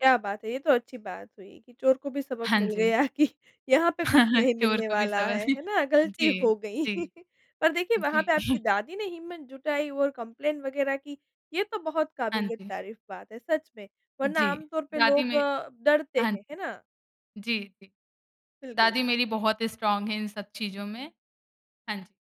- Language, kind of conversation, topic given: Hindi, podcast, नए लोगों से बातचीत शुरू करने का आपका तरीका क्या है?
- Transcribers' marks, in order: laughing while speaking: "गया कि"; chuckle; laughing while speaking: "चोर को भी समझ"; chuckle; in English: "कंप्लेंट"; in English: "स्ट्राँग"